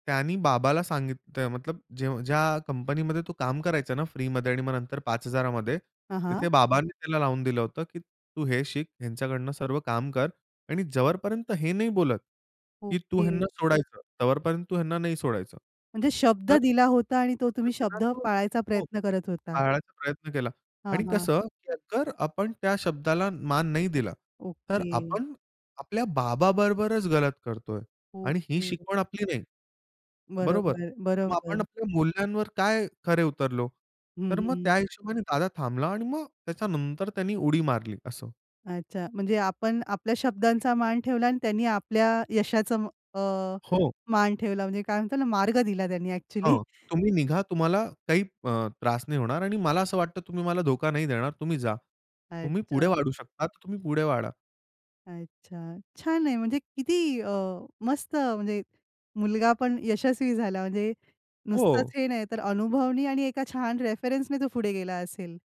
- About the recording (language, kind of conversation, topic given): Marathi, podcast, कुटुंबातल्या एखाद्या घटनेने तुमच्या मूल्यांना कसे आकार दिले?
- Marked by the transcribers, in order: "जोपर्यंत" said as "जवरपर्यंत"; "तोपर्यंत" said as "तवरपर्यंत"; unintelligible speech; laughing while speaking: "अ‍ॅक्चुअली"; unintelligible speech